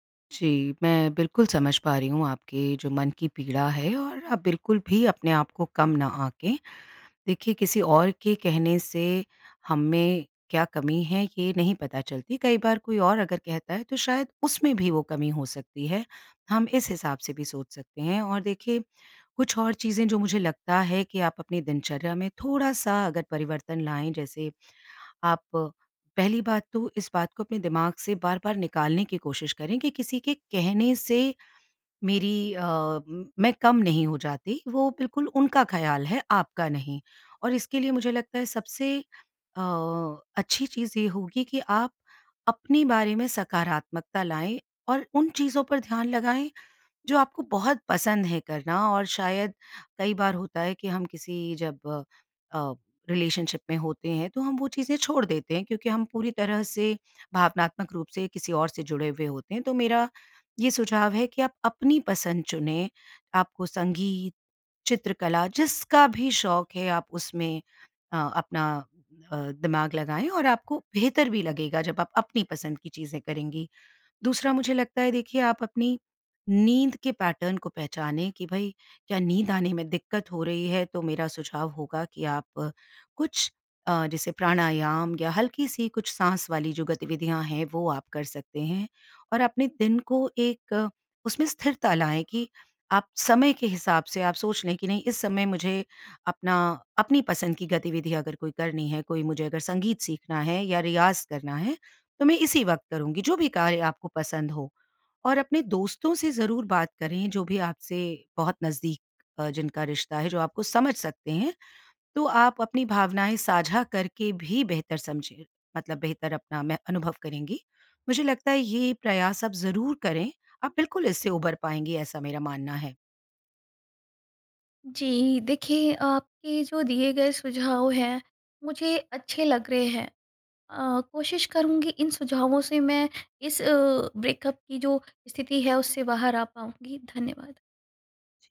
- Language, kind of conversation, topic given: Hindi, advice, ब्रेकअप के बाद आप खुद को कम क्यों आंक रहे हैं?
- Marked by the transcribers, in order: in English: "रिलेशनशिप"; in English: "पैटर्न"; in English: "ब्रेकअप"